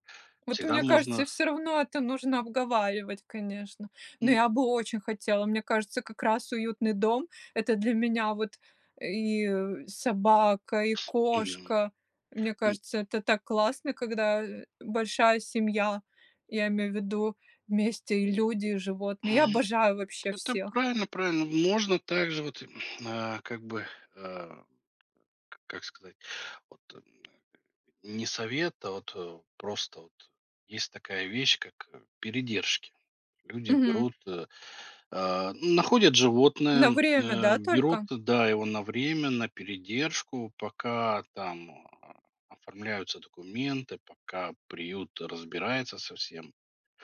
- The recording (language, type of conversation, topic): Russian, podcast, Что бы ты посоветовал(а), чтобы создать дома уютную атмосферу?
- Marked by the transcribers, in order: tapping